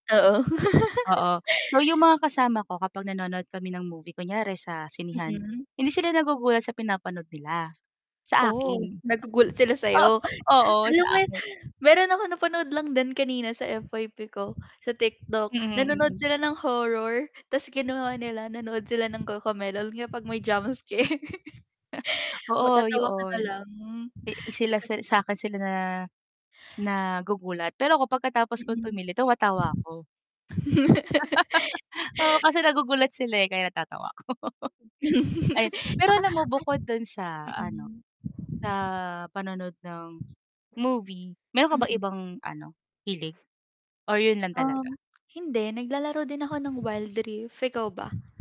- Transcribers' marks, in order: chuckle; static; tapping; mechanical hum; giggle; laughing while speaking: "Oo,oo"; wind; in English: "jump scare"; chuckle; chuckle; laugh; chuckle
- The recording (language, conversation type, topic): Filipino, unstructured, Ano ang hilig mong gawin kapag may libreng oras ka?